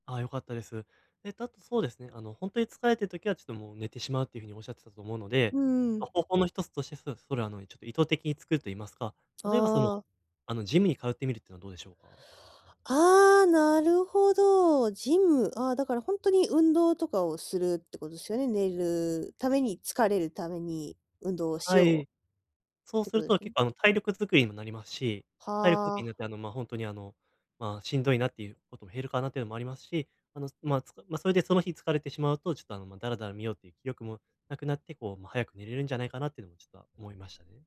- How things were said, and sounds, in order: none
- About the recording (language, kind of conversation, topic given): Japanese, advice, 就寝時間が一定しない